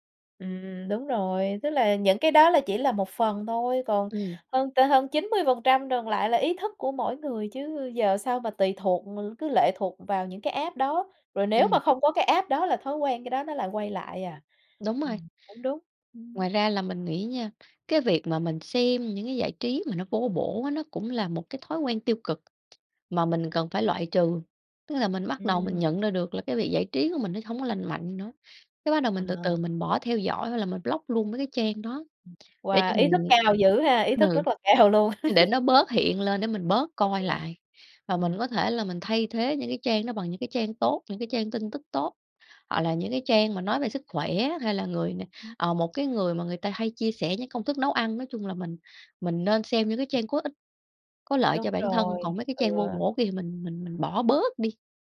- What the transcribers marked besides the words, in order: tapping; in English: "app"; in English: "app"; in English: "block"; laughing while speaking: "cao"; laugh; unintelligible speech; other background noise
- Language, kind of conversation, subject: Vietnamese, podcast, Bạn quản lý việc dùng điện thoại hoặc các thiết bị có màn hình trước khi đi ngủ như thế nào?